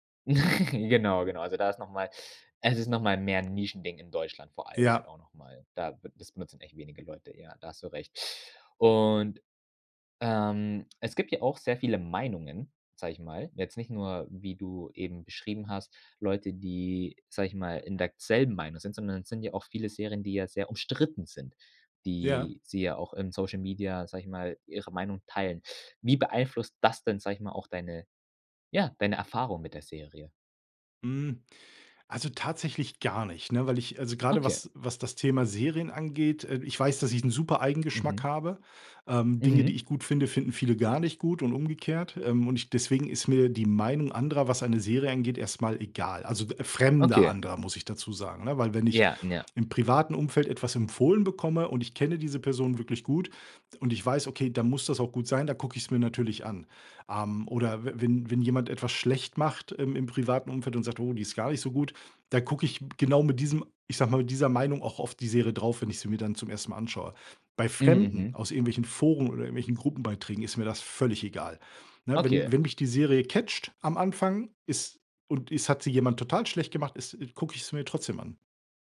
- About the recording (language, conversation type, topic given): German, podcast, Wie verändern soziale Medien die Diskussionen über Serien und Fernsehsendungen?
- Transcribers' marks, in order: giggle; teeth sucking; in English: "catcht"